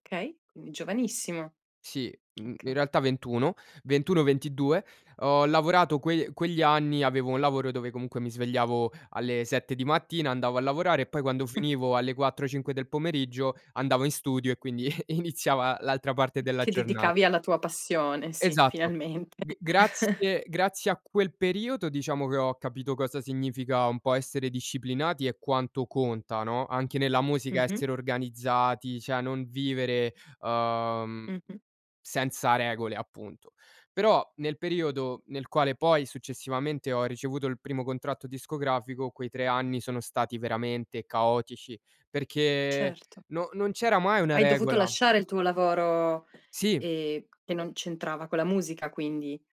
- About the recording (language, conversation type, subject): Italian, podcast, Come gestisci la pigrizia o la mancanza di motivazione?
- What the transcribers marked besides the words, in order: tapping; chuckle; chuckle; chuckle; "cioè" said as "ceh"